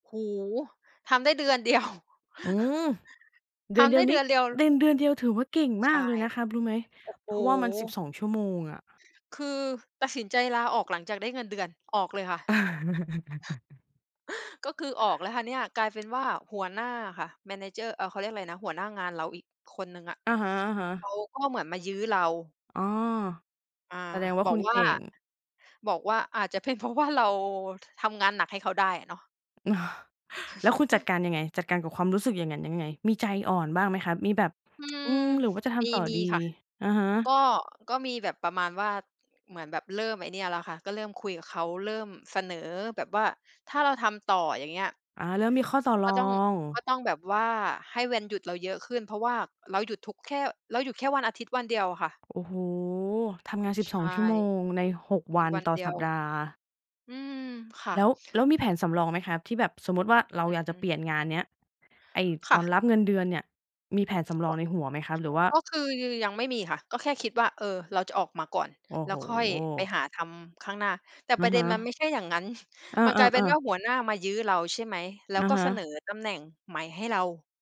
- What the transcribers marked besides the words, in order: laughing while speaking: "เดียว"; tapping; other background noise; chuckle; in English: "manager"; laughing while speaking: "ว่า"; chuckle; tsk; chuckle
- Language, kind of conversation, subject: Thai, podcast, เคยเปลี่ยนสายงานไหม และอะไรทำให้คุณกล้าตัดสินใจเปลี่ยน?
- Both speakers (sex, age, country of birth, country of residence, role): female, 30-34, Thailand, Thailand, guest; female, 35-39, Thailand, Thailand, host